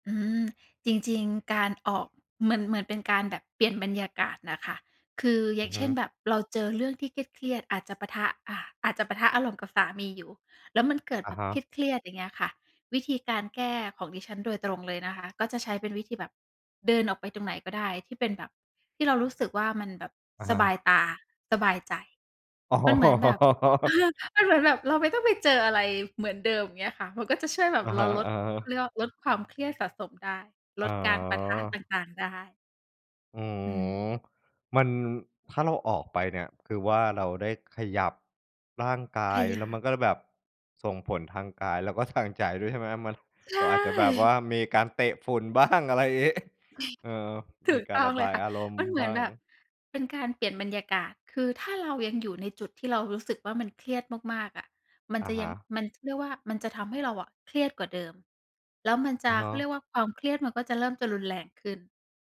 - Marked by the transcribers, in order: laughing while speaking: "อ๋อ"; joyful: "เออ มันเหมือนแบบ เราไม่ต้องไปเจออะไรเหมือนเดิม"; joyful: "ใช่"; laughing while speaking: "บ้าง อะไรงี้"; chuckle
- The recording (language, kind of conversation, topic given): Thai, podcast, การออกไปเดินกลางแจ้งช่วยลดความเครียดได้อย่างไร?